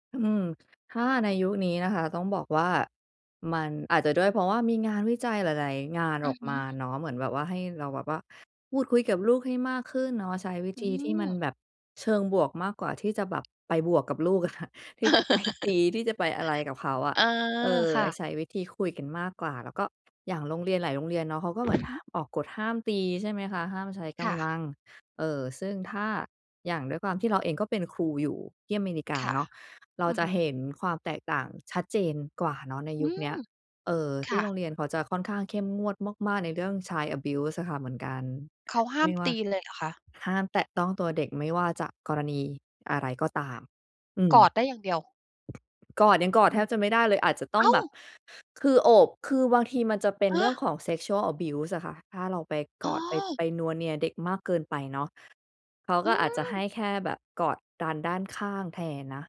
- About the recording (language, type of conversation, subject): Thai, podcast, การสื่อสารระหว่างพ่อแม่กับลูกเปลี่ยนไปอย่างไรในยุคนี้?
- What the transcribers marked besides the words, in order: tapping; laughing while speaking: "อะค่ะ ที่จะไปตี"; laugh; in English: "Child abuse"; other background noise; surprised: "อ้าว !"; surprised: "ฮะ !"; in English: "sexual abuse"; surprised: "โอ้ !"; surprised: "อืม"